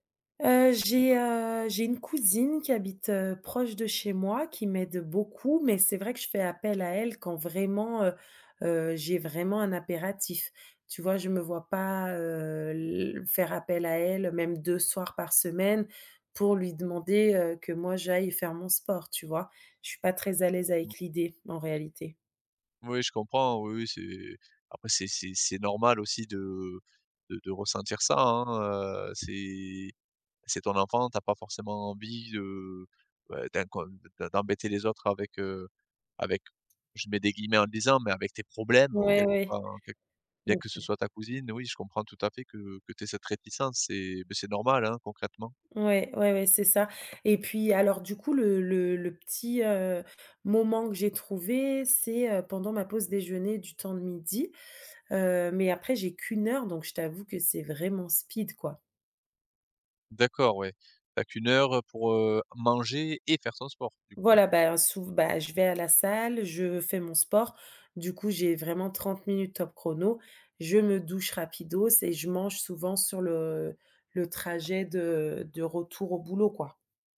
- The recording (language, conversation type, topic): French, advice, Comment trouver du temps pour faire du sport entre le travail et la famille ?
- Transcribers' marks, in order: tapping; other background noise; stressed: "problèmes"; stressed: "et"